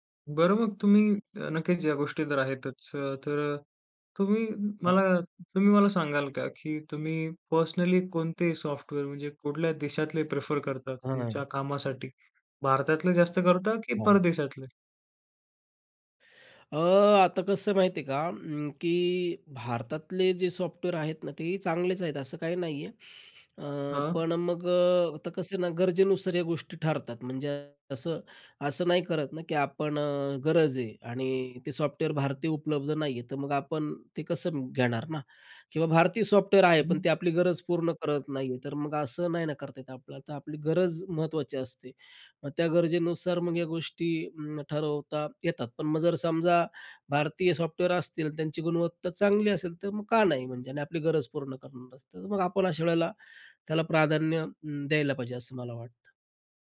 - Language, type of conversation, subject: Marathi, podcast, तुम्ही विनामूल्य आणि सशुल्क साधनांपैकी निवड कशी करता?
- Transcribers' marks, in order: tapping; other background noise